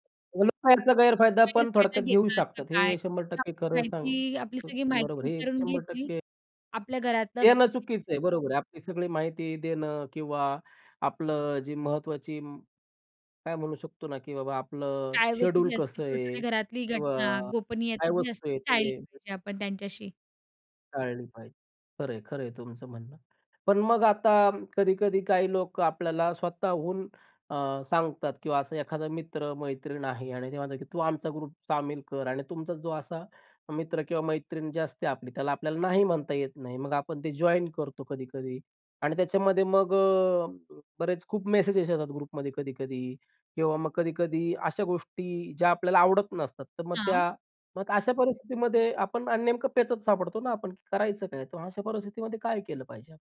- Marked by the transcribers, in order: unintelligible speech; in English: "प्रायव्हसी"; in English: "ग्रुप"; in English: "ग्रुपमध्ये"
- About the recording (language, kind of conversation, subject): Marathi, podcast, ऑनलाइन समुदायांनी तुमचा एकटेपणा कसा बदलला?